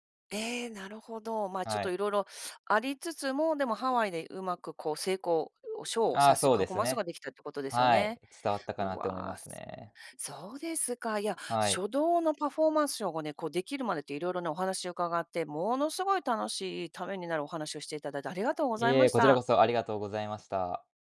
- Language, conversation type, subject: Japanese, podcast, その情熱プロジェクトを始めたきっかけは何でしたか？
- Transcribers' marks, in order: none